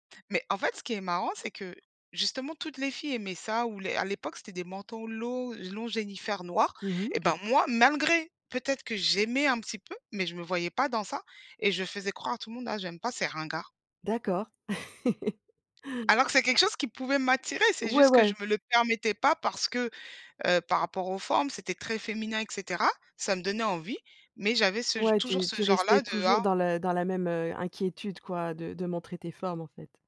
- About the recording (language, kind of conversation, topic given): French, podcast, Comment ton style a‑t‑il évolué avec le temps ?
- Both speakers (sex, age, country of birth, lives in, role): female, 35-39, France, France, guest; female, 55-59, France, France, host
- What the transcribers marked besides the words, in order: chuckle